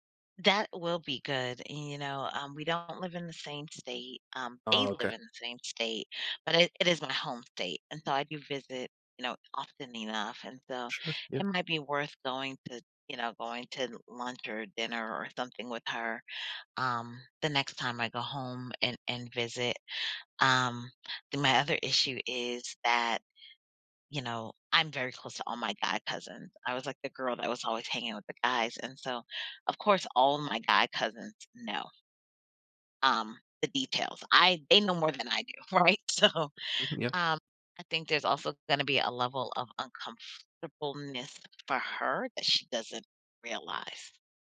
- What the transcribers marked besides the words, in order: laughing while speaking: "right? So"; other background noise
- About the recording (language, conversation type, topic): English, advice, How do I repair a close friendship after a misunderstanding?